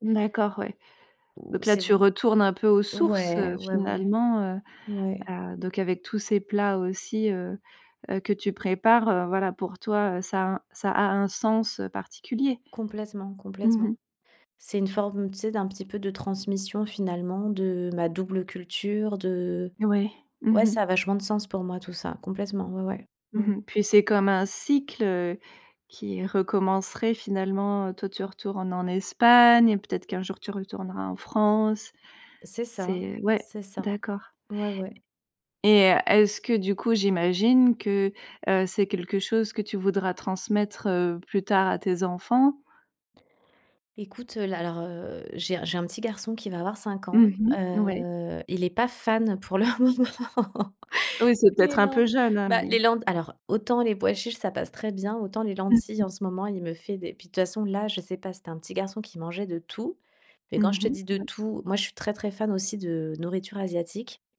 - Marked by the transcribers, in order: drawn out: "Heu"; laughing while speaking: "pour le moment, les lent"; other background noise; stressed: "tout"
- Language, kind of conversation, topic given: French, podcast, Quelles recettes se transmettent chez toi de génération en génération ?